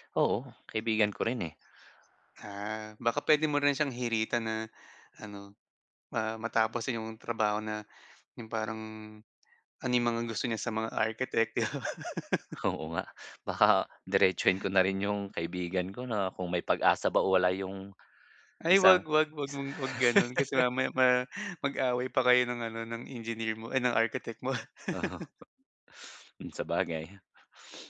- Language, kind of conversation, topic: Filipino, advice, Paano ko muling maibabalik ang motibasyon ko sa aking proyekto?
- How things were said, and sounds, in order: other background noise; laugh; laugh; other noise; tapping; laugh